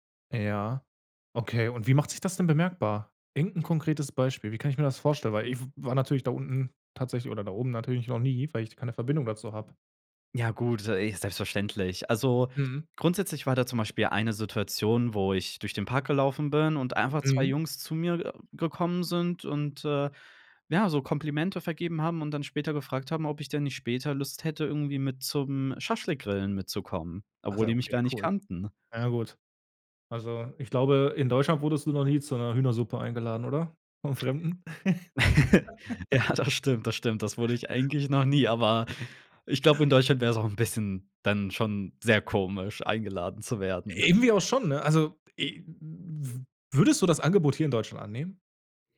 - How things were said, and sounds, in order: other background noise; unintelligible speech; laugh
- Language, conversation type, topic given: German, podcast, Was war dein schönstes Reiseerlebnis und warum?